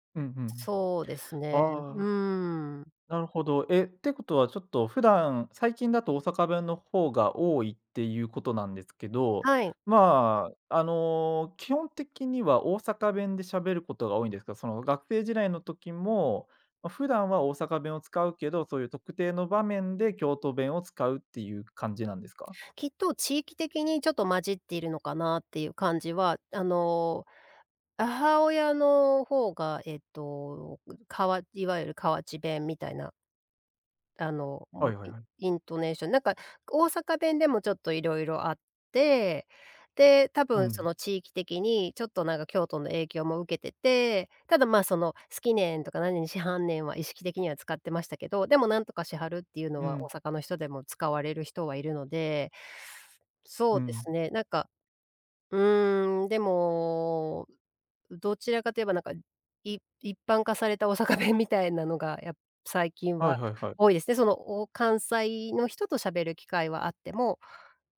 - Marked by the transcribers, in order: "母親" said as "あはおや"; laughing while speaking: "大阪弁みたい"
- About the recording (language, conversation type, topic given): Japanese, podcast, 故郷の方言や言い回しで、特に好きなものは何ですか？